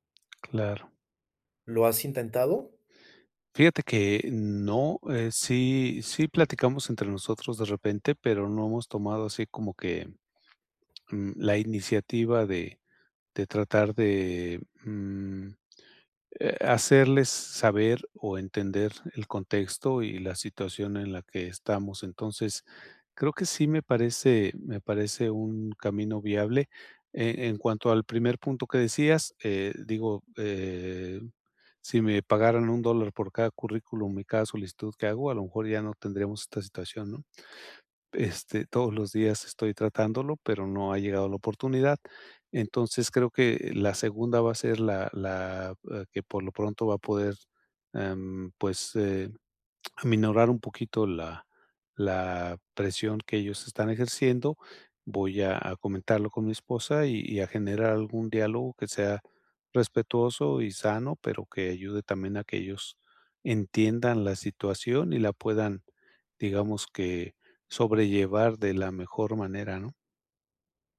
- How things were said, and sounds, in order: tapping; chuckle
- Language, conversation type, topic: Spanish, advice, ¿Cómo puedo mantener la calma cuando alguien me critica?